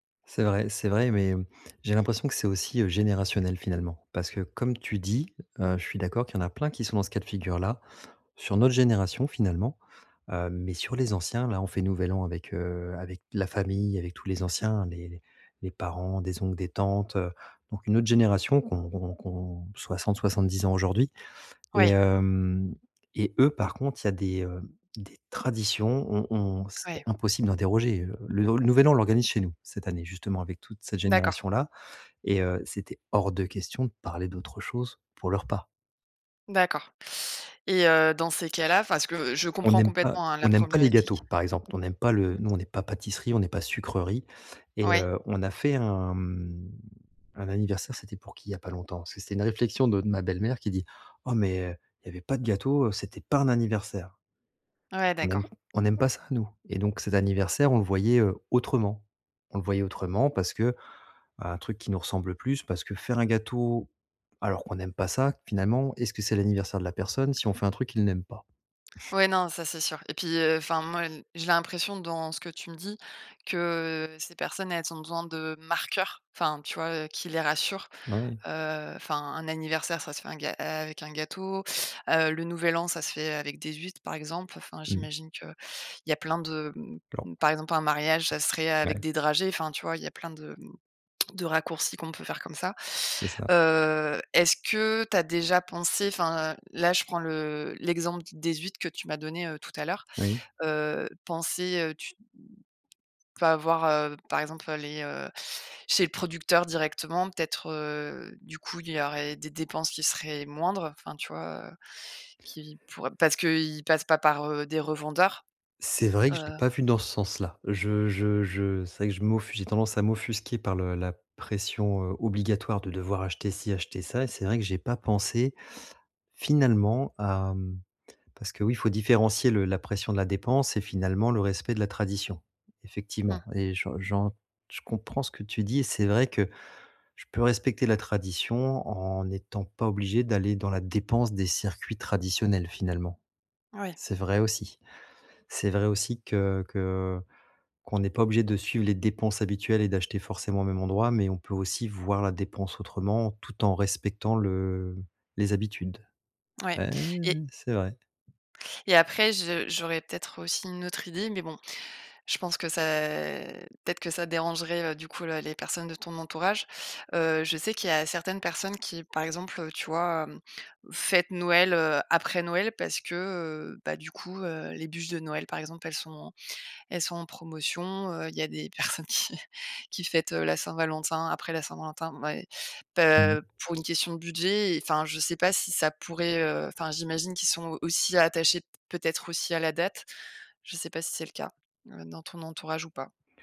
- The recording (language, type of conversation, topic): French, advice, Comment gérer la pression sociale de dépenser pour des événements sociaux ?
- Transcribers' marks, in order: tapping; other background noise; chuckle; unintelligible speech; tsk; other noise; drawn out: "ça"; laughing while speaking: "personnes qui"